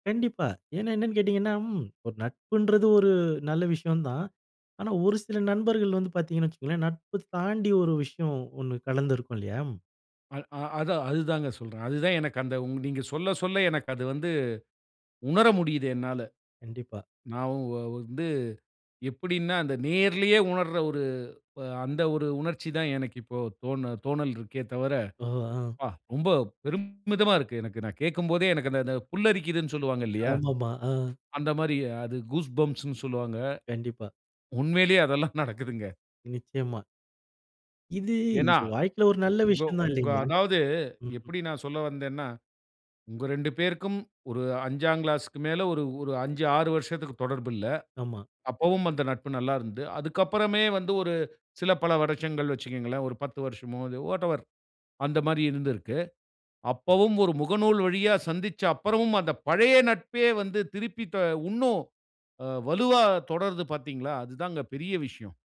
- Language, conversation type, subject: Tamil, podcast, பால்யகாலத்தில் நடந்த மறக்கமுடியாத ஒரு நட்பு நிகழ்வைச் சொல்ல முடியுமா?
- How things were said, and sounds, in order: joyful: "ரொம்ப பெருமிதமா இருக்கு"; in English: "கூஸ்பம்ஸ்னு"; chuckle; in English: "வாட்டெவர்"